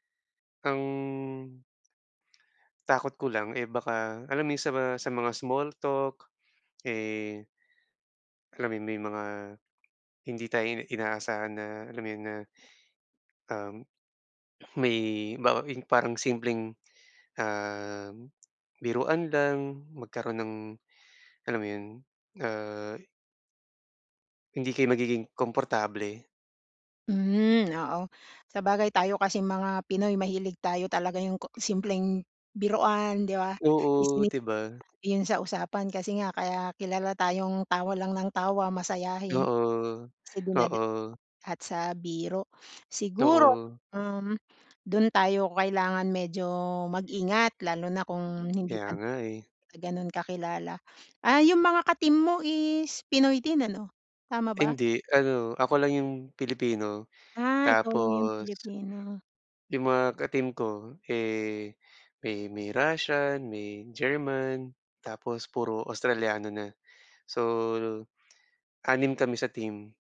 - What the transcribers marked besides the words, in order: unintelligible speech
- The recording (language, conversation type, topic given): Filipino, advice, Paano ako makikipag-ugnayan sa lokal na administrasyon at mga tanggapan dito?